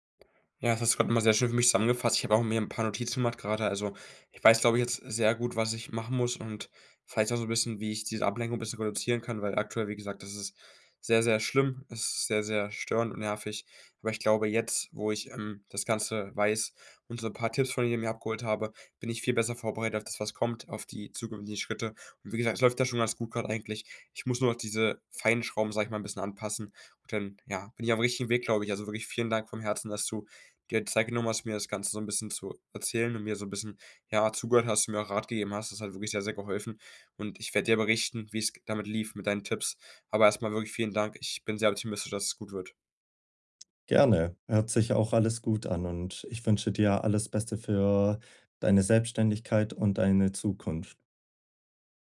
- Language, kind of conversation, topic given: German, advice, Wie kann ich Ablenkungen reduzieren, wenn ich mich lange auf eine Aufgabe konzentrieren muss?
- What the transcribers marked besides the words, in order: none